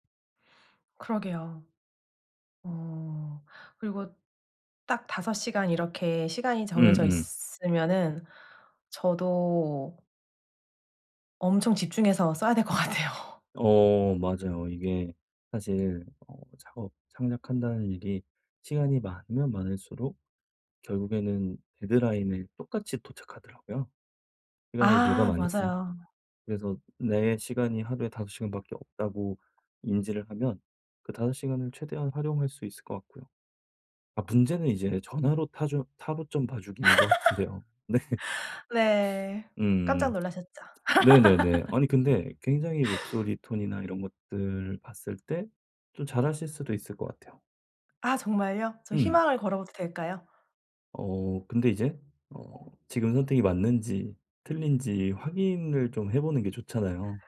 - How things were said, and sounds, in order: laughing while speaking: "것 같아요"; other background noise; laugh; laughing while speaking: "네"; tapping; laugh
- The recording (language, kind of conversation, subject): Korean, advice, 경력 공백 기간을 어떻게 활용해 경력을 다시 시작할 수 있을까요?